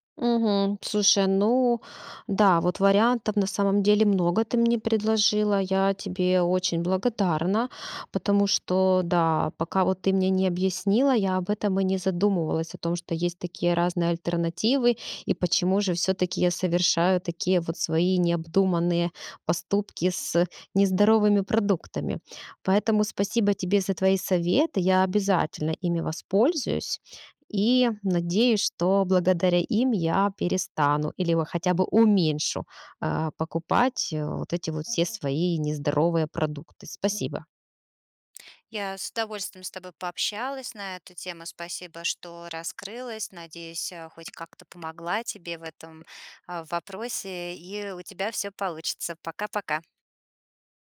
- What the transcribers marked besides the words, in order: tapping
- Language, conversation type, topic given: Russian, advice, Почему я не могу устоять перед вредной едой в магазине?